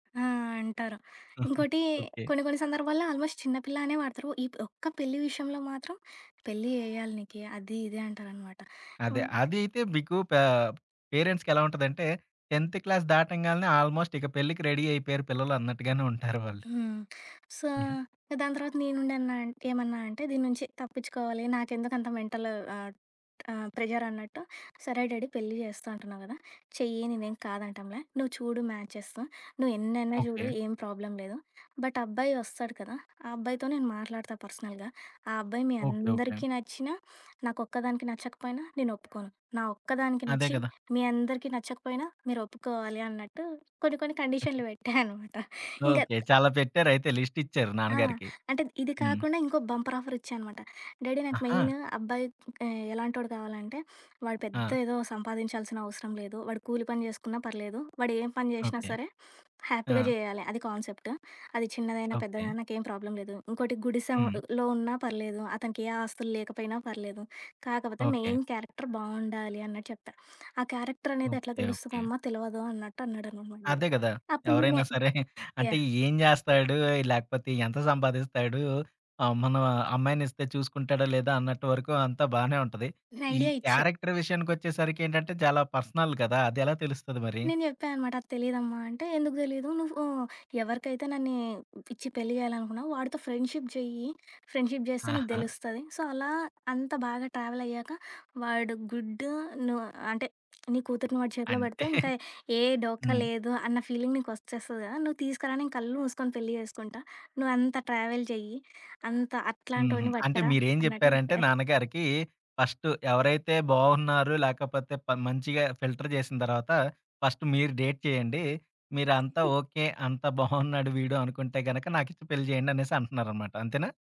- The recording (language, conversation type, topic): Telugu, podcast, వివాహం చేయాలా అనే నిర్ణయం మీరు ఎలా తీసుకుంటారు?
- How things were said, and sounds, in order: in English: "ఆల్‌మోస్ట్"; other background noise; in English: "టెంత్ క్లాస్"; in English: "ఆల్‌మోస్ట్"; in English: "రెడీ"; in English: "సో"; unintelligible speech; in English: "మెంటల్"; in English: "డాడీ"; in English: "ప్రాబ్లమ్"; in English: "బట్"; in English: "పర్సనల్‌గా"; giggle; laughing while speaking: "బెట్టా అనమాట"; in English: "బంపర్"; in English: "డాడీ"; sniff; in English: "హ్యాపీగా"; in English: "ప్రాబ్లమ్"; in English: "మెయిన్ క్యారెక్టర్"; in English: "డాడీ"; giggle; in English: "క్యారెక్టర్"; in English: "పర్సనల్"; in English: "ఫ్రెండ్‌షిప్"; in English: "ఫ్రెండ్‌షిప్"; in English: "సో"; giggle; in English: "ఫీలింగ్"; in English: "ట్రావెల్"; chuckle; in English: "ఫిల్టర్"; in English: "ఫస్ట్"; in English: "డేట్"; giggle; chuckle